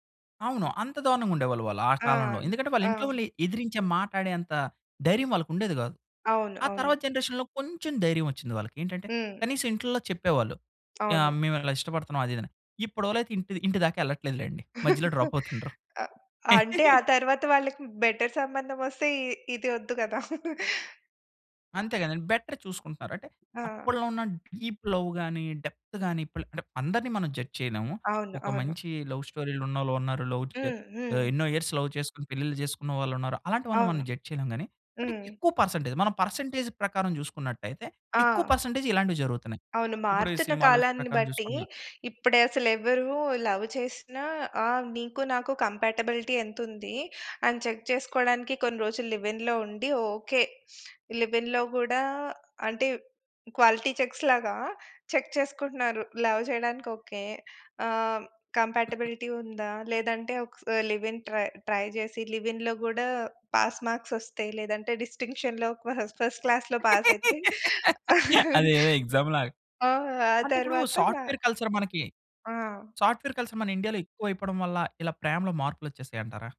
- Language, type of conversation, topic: Telugu, podcast, ప్రతి తరం ప్రేమను ఎలా వ్యక్తం చేస్తుంది?
- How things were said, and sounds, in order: in English: "జనరేషన్‌లో"; tapping; laugh; in English: "డ్రాప్"; chuckle; in English: "బెటర్"; laugh; in English: "బెటర్"; in English: "డీప్‌లవ్"; in English: "డెప్త్"; in English: "జడ్జ్"; in English: "లవ్"; in English: "ఇయర్స్ లవ్"; in English: "జడ్జ్"; in English: "పర్సెంటేజ్"; in English: "పర్సెంటేజ్"; in English: "పర్సెంటేజ్"; in English: "లవ్"; in English: "కంపాటబిలిటీ"; in English: "చెక్"; in English: "లివ్‌ఇన్‌లో"; in English: "లివ్‌ఇన్‌లో"; in English: "క్వాలిటీ చెక్స్‌లాగా చెక్"; in English: "లవ్"; in English: "కంపాటబిలిటీ"; cough; in English: "లివ్‌ఇన్ ట్రై ట్రై"; in English: "లివ్‌ఇన్"; in English: "పాస్ మార్క్"; in English: "డిస్టింక్షన్‌లో ఫస్ ఫస్ట్ క్లాస్‌లో"; laugh; in English: "ఎగ్సామ్‌లాగా"; chuckle; in English: "సాఫ్ట్‌వేర్ కల్చర్"; in English: "సాఫ్ట్‌వేర్ కల్చర్"